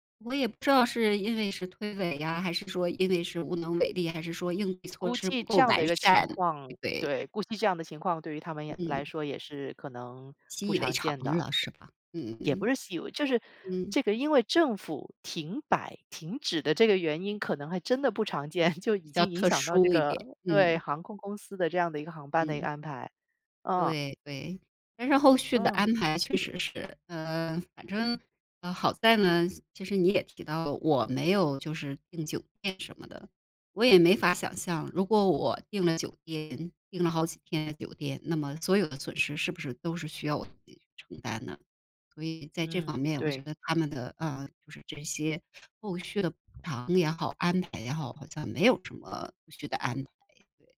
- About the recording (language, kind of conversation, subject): Chinese, podcast, 航班被取消后，你有没有临时调整行程的经历？
- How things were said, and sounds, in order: other background noise; laughing while speaking: "见"